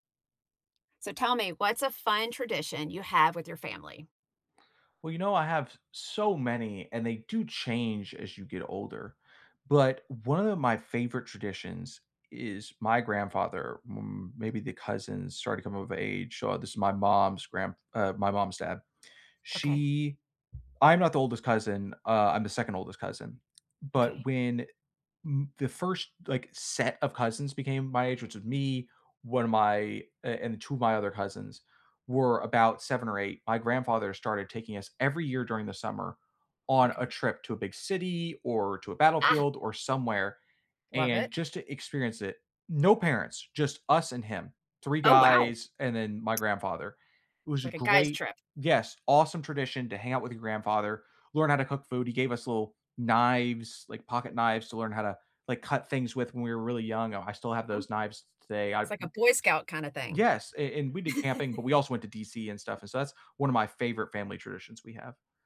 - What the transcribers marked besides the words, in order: tapping; other background noise; laugh
- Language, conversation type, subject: English, unstructured, What is a fun tradition you have with your family?
- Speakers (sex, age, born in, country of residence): female, 55-59, United States, United States; male, 30-34, United States, United States